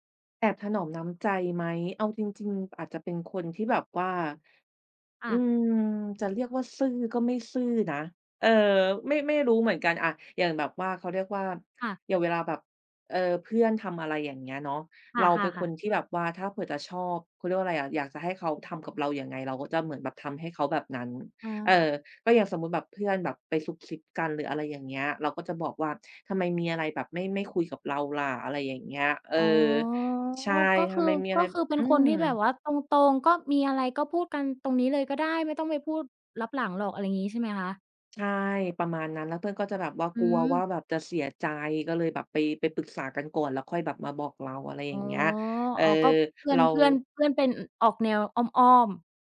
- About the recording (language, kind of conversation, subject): Thai, podcast, เวลาคุยกับคนอื่น คุณชอบพูดตรงๆ หรือพูดอ้อมๆ มากกว่ากัน?
- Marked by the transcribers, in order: drawn out: "อ๋อ"